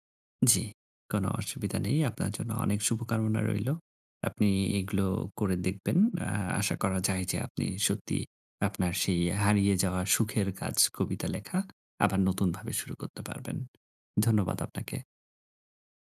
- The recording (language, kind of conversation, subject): Bengali, advice, আপনার আগ্রহ কীভাবে কমে গেছে এবং আগে যে কাজগুলো আনন্দ দিত, সেগুলো এখন কেন আর আনন্দ দেয় না?
- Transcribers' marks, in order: none